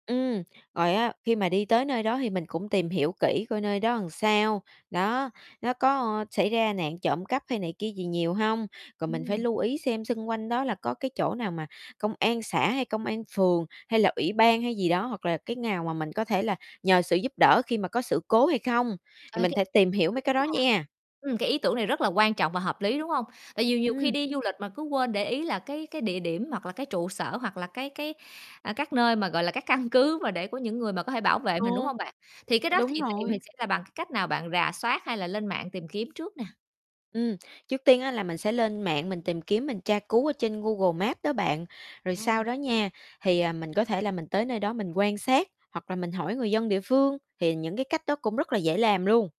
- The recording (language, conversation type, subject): Vietnamese, podcast, Bạn đã từng bị trộm hoặc suýt bị mất cắp khi đi du lịch chưa?
- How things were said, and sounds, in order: other background noise; distorted speech; static; laughing while speaking: "căn cứ"; tapping